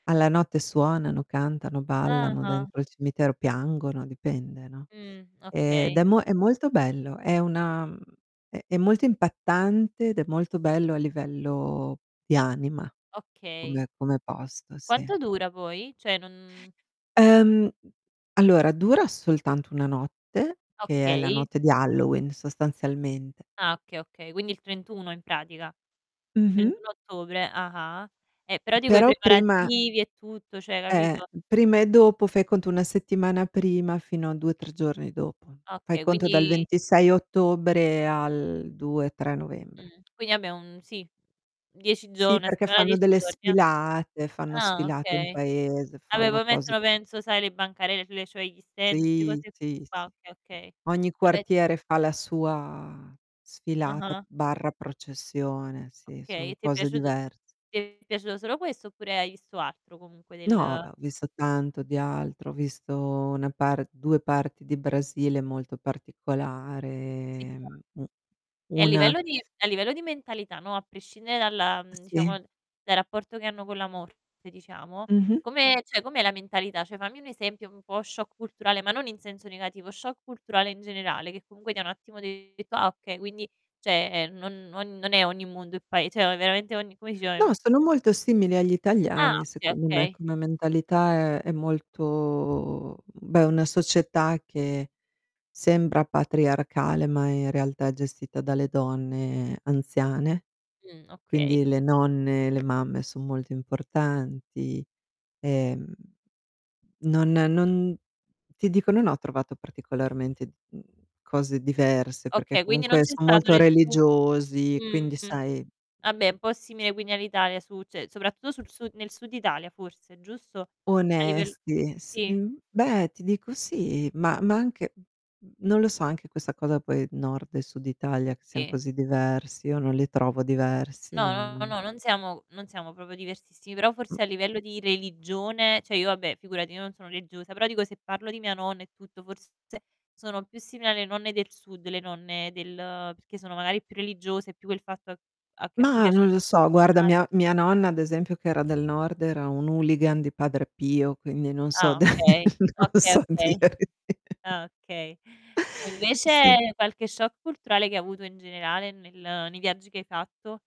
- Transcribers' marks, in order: "Cioè" said as "ceh"; distorted speech; "vabbé" said as "abbè"; tapping; in English: "stand"; drawn out: "sua"; "cioè" said as "ceh"; "Cioè" said as "ceh"; "cioè" said as "ceh"; "cioè" said as "ceh"; "dice" said as "ice"; drawn out: "molto"; other noise; "cioè" said as "ceh"; other background noise; "cioè" said as "ceh"; in English: "hooligan"; laughing while speaking: "da non so dirti"
- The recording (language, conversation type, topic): Italian, unstructured, Qual è la cosa più emozionante che hai scoperto viaggiando?